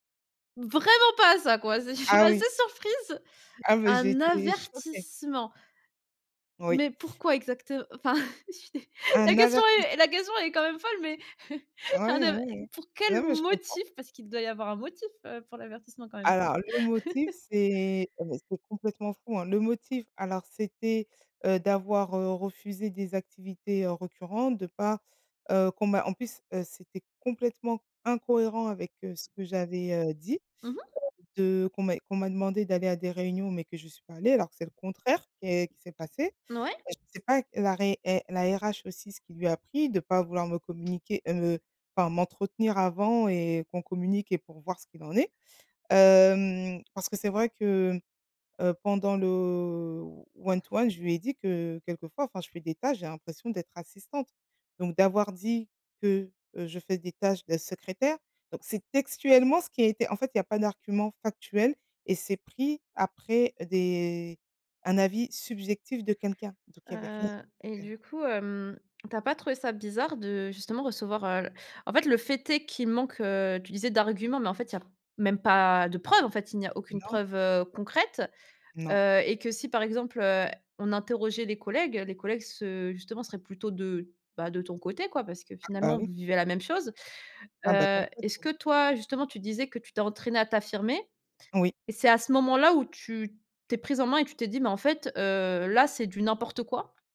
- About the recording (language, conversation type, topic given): French, podcast, Comment t’entraînes-tu à t’affirmer au quotidien ?
- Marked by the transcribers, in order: stressed: "vraiment pas"; stressed: "avertissement"; laugh; chuckle; stressed: "motif"; laugh; "récurrentes" said as "recurrentes"; tapping; other background noise; in English: "one-to-one"; unintelligible speech; stressed: "preuves"